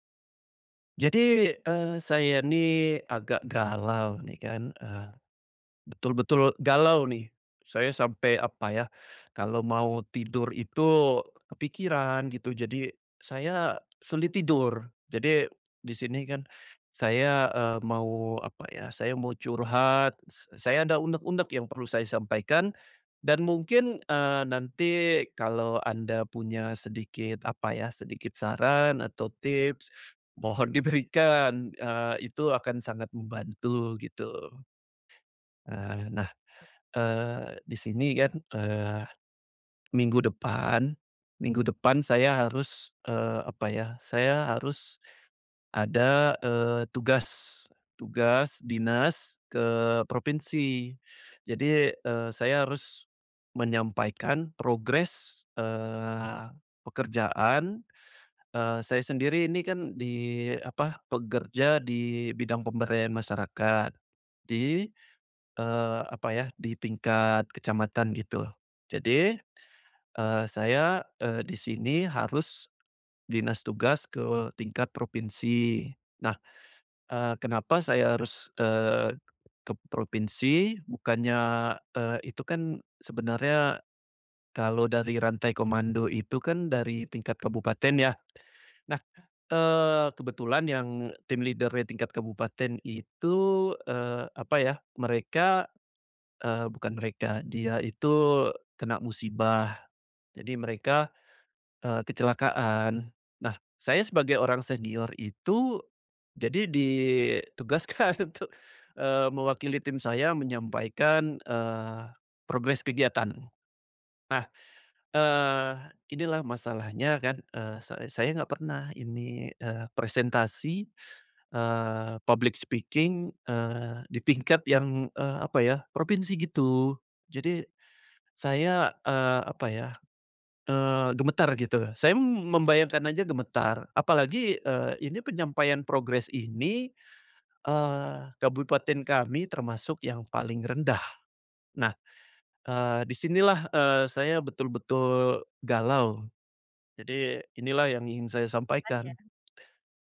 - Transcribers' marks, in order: laughing while speaking: "mohon diberikan"; other background noise; in English: "team leader-nya"; laughing while speaking: "ditugaskan untuk"; in English: "public speaking"
- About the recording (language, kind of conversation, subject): Indonesian, advice, Bagaimana cara menenangkan diri saat cemas menjelang presentasi atau pertemuan penting?